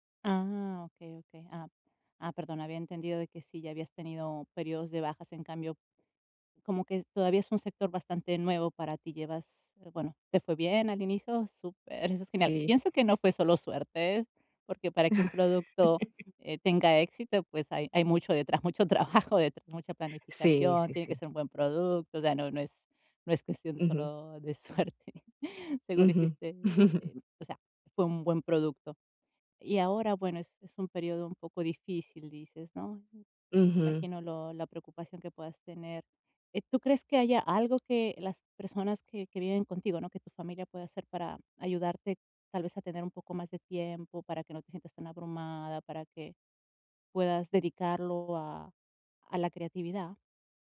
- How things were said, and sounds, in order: tapping; other background noise; laugh; laughing while speaking: "de suerte"; laugh
- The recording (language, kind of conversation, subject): Spanish, advice, ¿Cómo puedo programar tiempo personal para crear sin sentirme culpable?
- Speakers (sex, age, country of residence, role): female, 40-44, Italy, advisor; female, 40-44, Netherlands, user